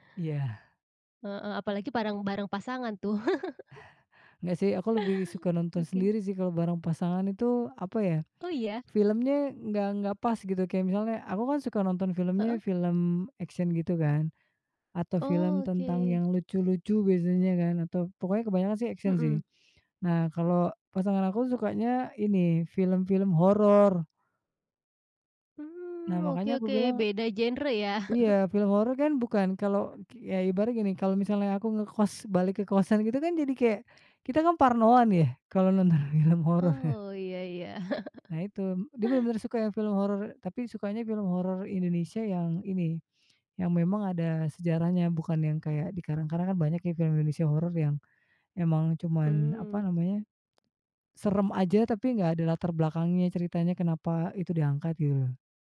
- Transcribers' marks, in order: "bareng" said as "pareng"; chuckle; in English: "action"; chuckle; laughing while speaking: "nonton film horor"; chuckle
- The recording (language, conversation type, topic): Indonesian, podcast, Bagaimana kamu memanfaatkan akhir pekan untuk memulihkan energi?